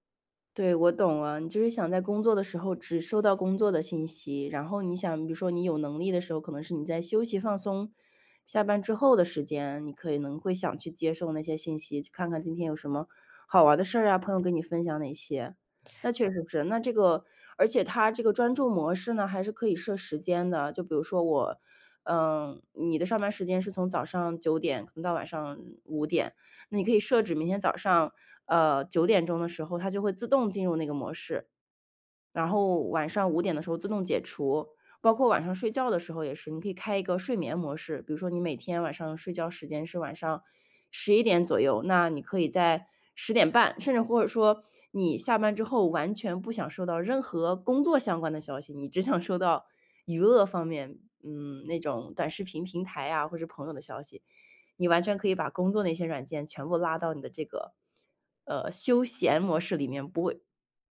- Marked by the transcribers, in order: none
- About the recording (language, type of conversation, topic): Chinese, advice, 如何才能减少收件箱里的邮件和手机上的推送通知？